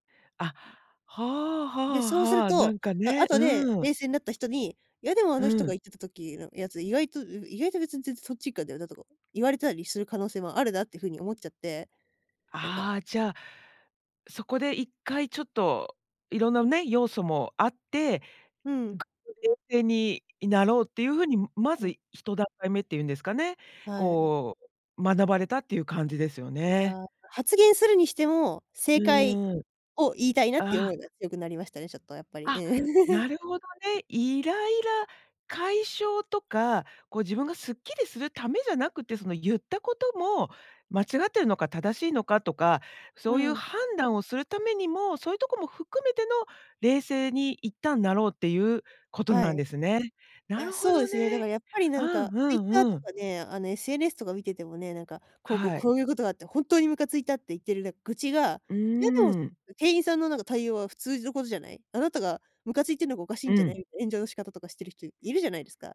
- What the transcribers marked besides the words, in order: other background noise; unintelligible speech; tapping; chuckle
- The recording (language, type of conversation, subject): Japanese, podcast, イライラしたときに、すぐ気持ちを落ち着かせるにはどうすればいいですか？